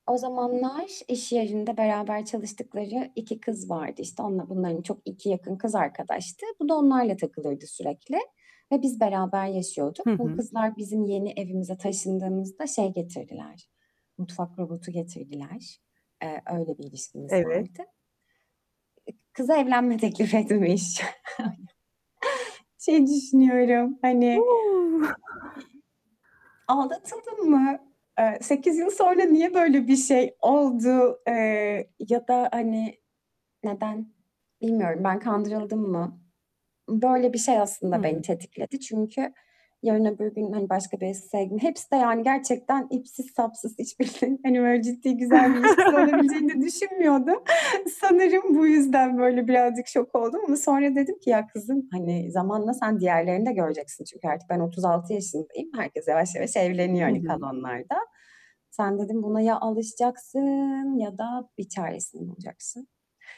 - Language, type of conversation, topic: Turkish, advice, Eski partnerinizi sosyal medyada takip etmeyi neden bırakamıyorsunuz?
- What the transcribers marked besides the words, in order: other background noise; static; distorted speech; laughing while speaking: "etmiş"; chuckle; unintelligible speech; chuckle; unintelligible speech; laughing while speaking: "düşünmüyordum"; chuckle